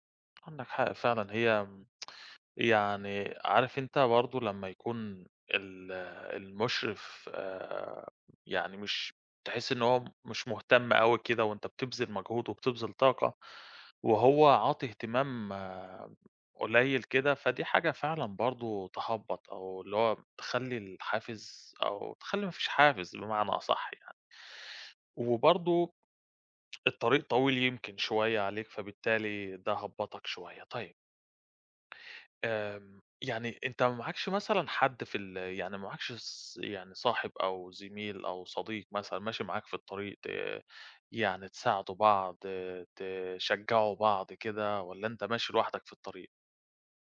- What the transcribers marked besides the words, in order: none
- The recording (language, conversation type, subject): Arabic, advice, إزاي حسّيت لما فقدت الحافز وإنت بتسعى ورا هدف مهم؟